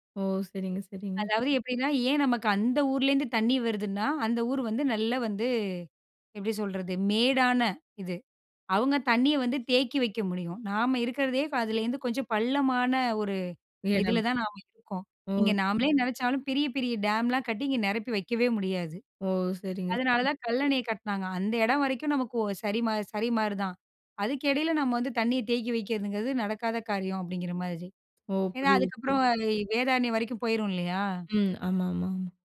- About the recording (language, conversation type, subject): Tamil, podcast, மழைக்காலமும் வறண்ட காலமும் நமக்கு சமநிலையை எப்படி கற்பிக்கின்றன?
- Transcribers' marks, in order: other background noise